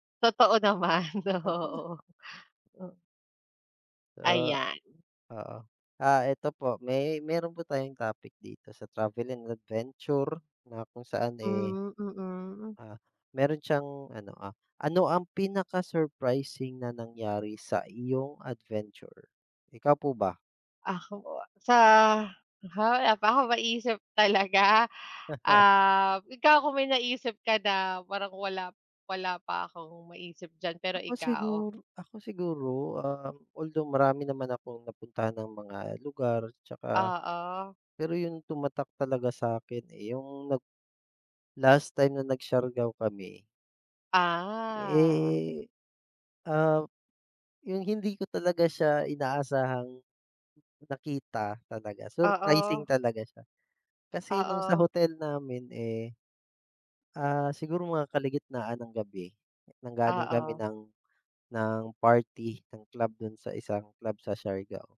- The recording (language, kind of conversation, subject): Filipino, unstructured, Ano ang pinakanakagugulat na nangyari sa iyong paglalakbay?
- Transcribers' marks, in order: laughing while speaking: "Totoo naman, oo"; chuckle; drawn out: "Ah"